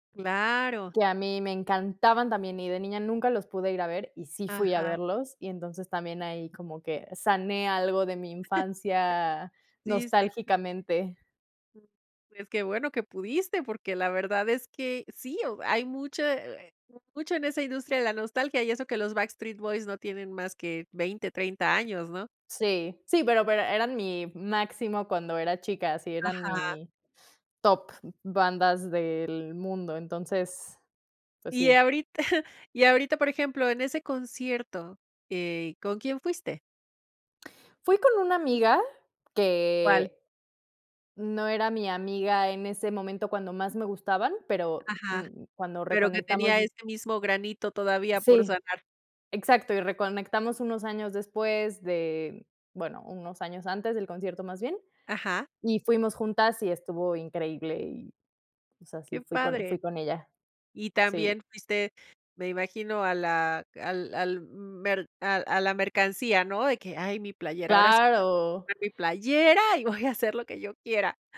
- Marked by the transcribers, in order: chuckle; other background noise; giggle; tapping; unintelligible speech; giggle
- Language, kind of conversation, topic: Spanish, podcast, ¿Cómo influye la nostalgia en ti al volver a ver algo antiguo?